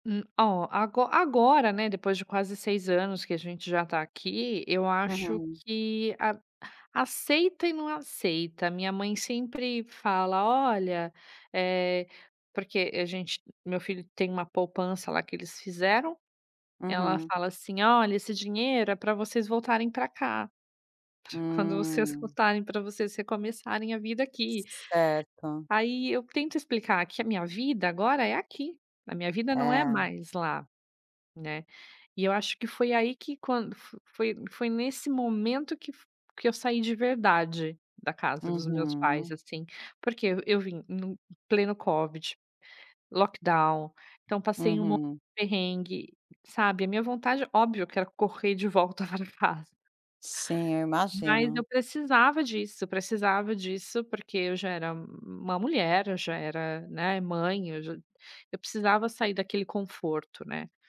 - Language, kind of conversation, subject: Portuguese, podcast, Como foi sair da casa dos seus pais pela primeira vez?
- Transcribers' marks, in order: put-on voice: "COVID"; in English: "lockdown"; laughing while speaking: "pra casa"